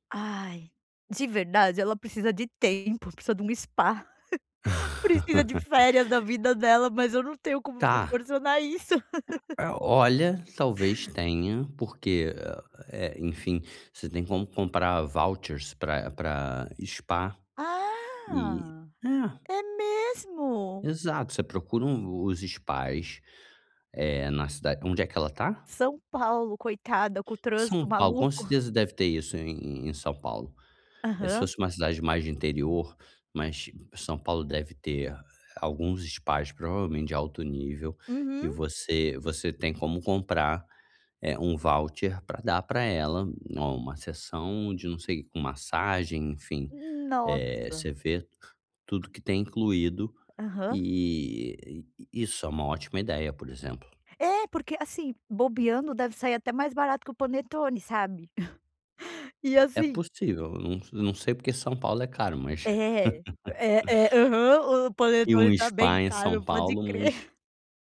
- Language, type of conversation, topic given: Portuguese, advice, Como posso encontrar um presente que seja realmente memorável?
- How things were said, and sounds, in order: chuckle; laugh; laugh; put-on voice: "vouchers"; put-on voice: "voucher"; other noise; chuckle; laugh